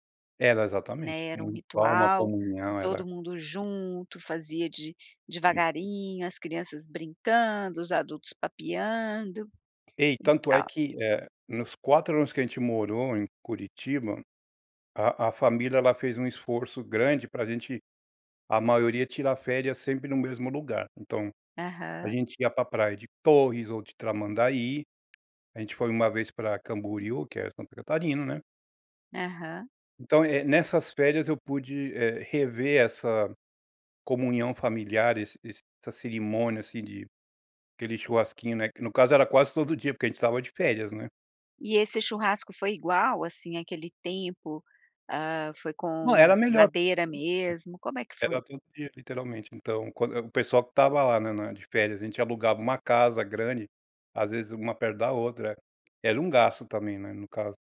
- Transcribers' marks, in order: tapping; throat clearing; unintelligible speech
- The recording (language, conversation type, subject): Portuguese, podcast, Qual era um ritual à mesa na sua infância?